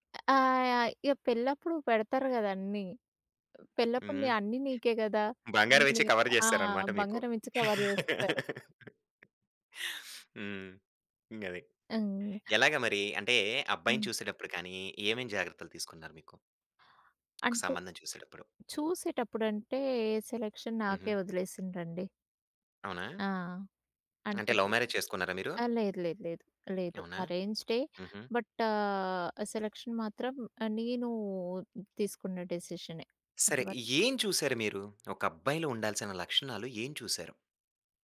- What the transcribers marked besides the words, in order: other noise; in English: "కవర్"; in English: "కవర్"; laugh; tapping; in English: "సెలక్షన్"; in English: "లవ్ మ్యారేజ్"; in English: "బట్"; in English: "సెలక్షన్"
- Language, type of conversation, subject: Telugu, podcast, అమ్మాయిలు, అబ్బాయిల పాత్రలపై వివిధ తరాల అభిప్రాయాలు ఎంతవరకు మారాయి?